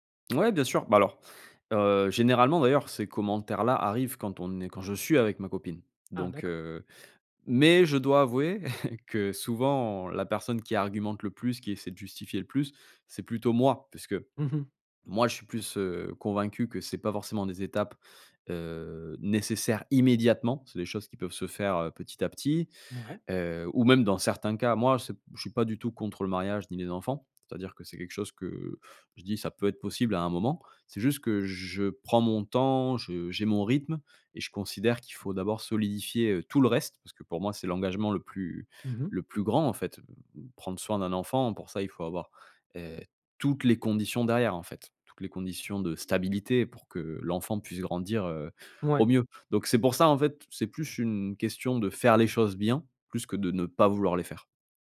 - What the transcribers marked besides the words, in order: chuckle
- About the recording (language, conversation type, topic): French, advice, Quelle pression ta famille exerce-t-elle pour que tu te maries ou que tu officialises ta relation ?